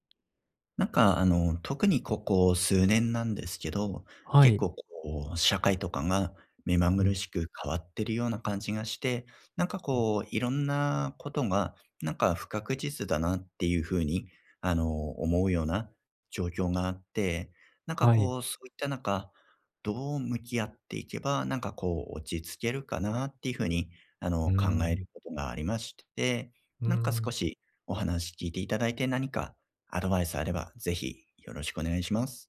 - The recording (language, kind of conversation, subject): Japanese, advice, 不確実な状況にどう向き合えば落ち着いて過ごせますか？
- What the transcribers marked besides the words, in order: tapping; unintelligible speech